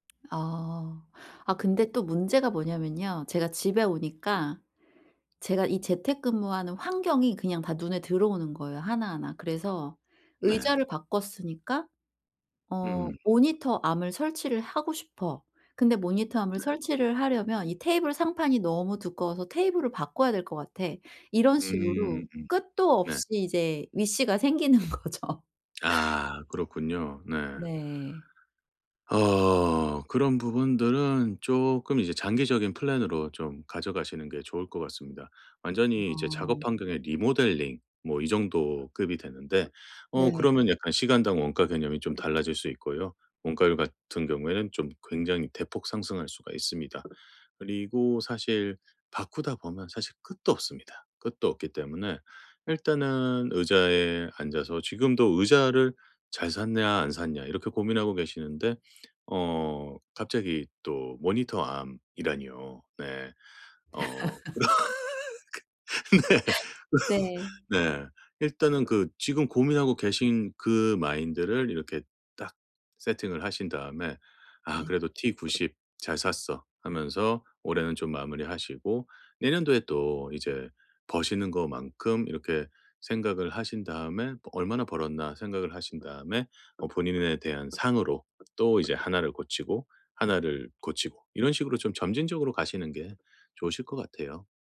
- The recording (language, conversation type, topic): Korean, advice, 쇼핑할 때 결정을 못 내리겠을 때 어떻게 하면 좋을까요?
- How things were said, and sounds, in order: tapping; in English: "위시가"; laughing while speaking: "거죠"; in English: "플랜으로"; laugh; laughing while speaking: "그 네. 어"; in English: "마인드를"